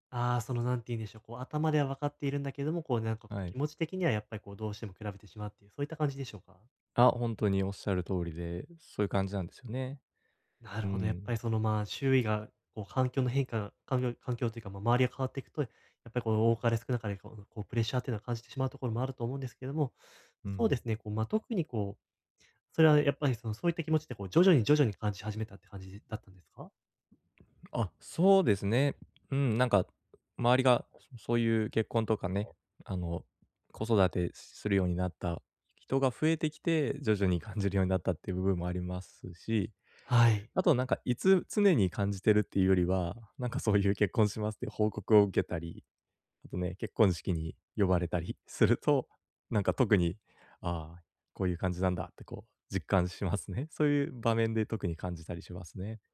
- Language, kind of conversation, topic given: Japanese, advice, 周囲と比べて進路の決断を急いでしまうとき、どうすればいいですか？
- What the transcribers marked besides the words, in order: none